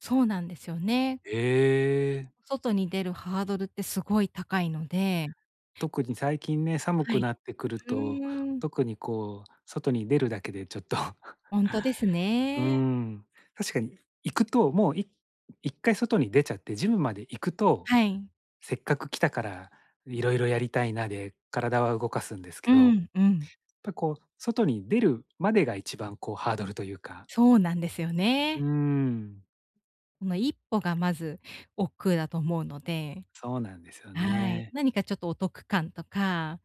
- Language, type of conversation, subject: Japanese, advice, モチベーションを取り戻して、また続けるにはどうすればいいですか？
- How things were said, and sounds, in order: laughing while speaking: "ちょっと"